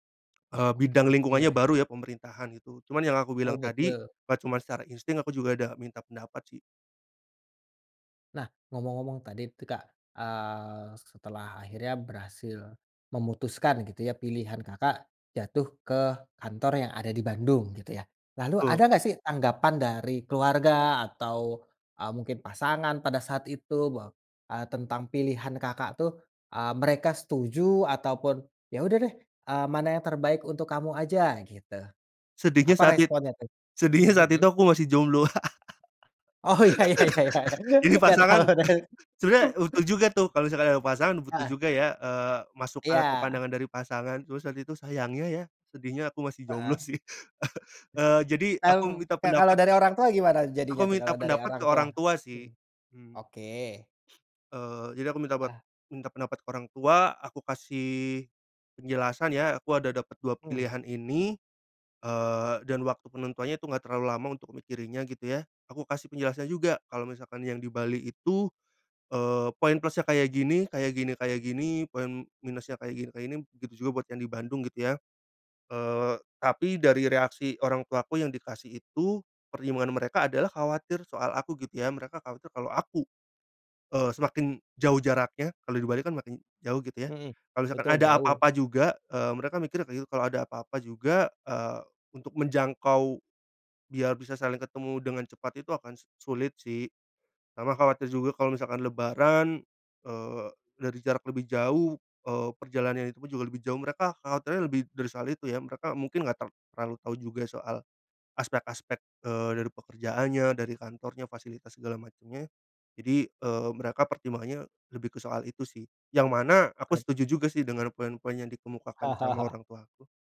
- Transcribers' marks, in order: laugh; laughing while speaking: "Oh iya iya iya iya iya nggak tahu kan"; chuckle; chuckle; other background noise; sniff; tapping; chuckle
- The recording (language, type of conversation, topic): Indonesian, podcast, Bagaimana kamu menggunakan intuisi untuk memilih karier atau menentukan arah hidup?